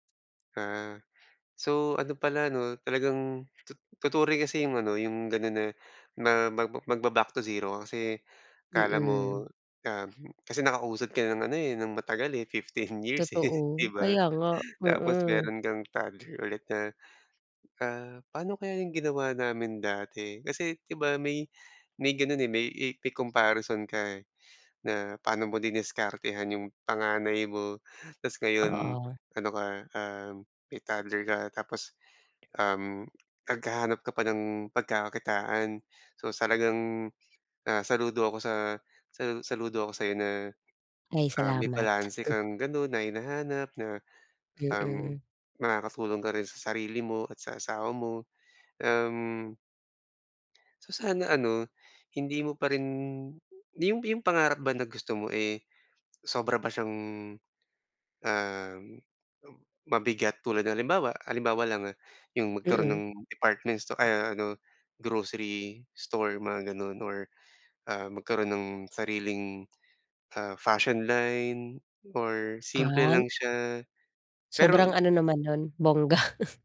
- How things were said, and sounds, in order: other noise; other background noise; laugh
- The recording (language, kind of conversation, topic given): Filipino, advice, Paano ko matatanggap ang mga pangarap at inaasahang hindi natupad sa buhay?